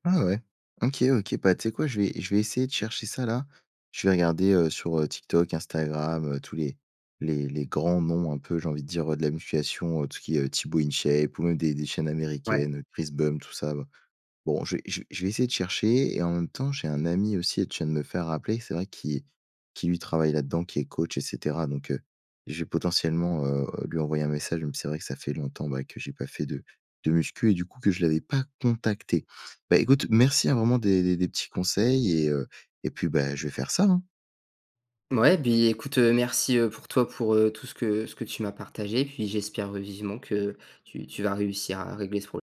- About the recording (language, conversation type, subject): French, advice, Comment reprendre le sport après une longue pause sans risquer de se blesser ?
- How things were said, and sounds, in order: stressed: "pas contacté"; "puis" said as "buis"